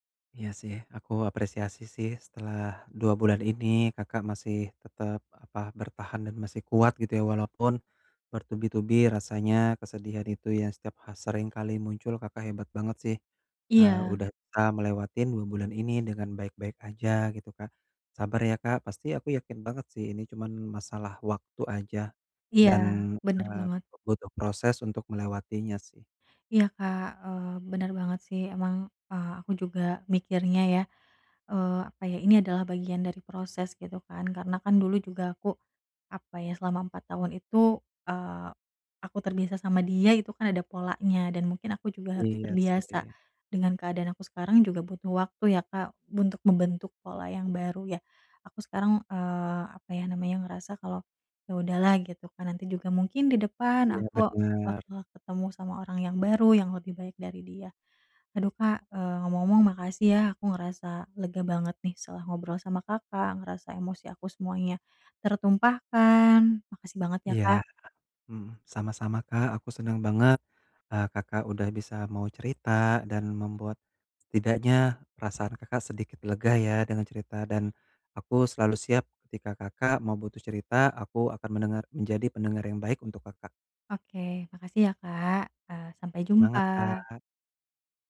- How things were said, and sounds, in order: none
- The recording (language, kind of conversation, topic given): Indonesian, advice, Bagaimana cara mengatasi penyesalan dan rasa bersalah setelah putus?